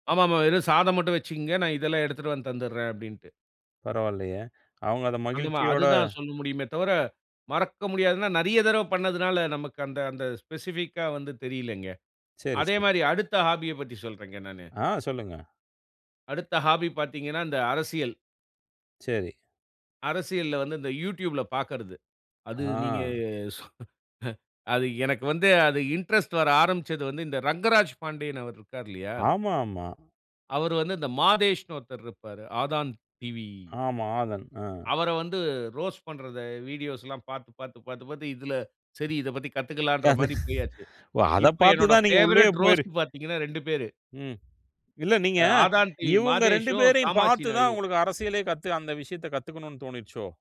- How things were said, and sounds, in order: in English: "ஸ்பெசிபிக்கா"; in English: "ஹாபிய"; in English: "ஹாபி"; chuckle; laughing while speaking: "அது"
- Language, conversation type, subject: Tamil, podcast, உங்களுக்குப் பிடித்த ஒரு பொழுதுபோக்கைப் பற்றி சொல்ல முடியுமா?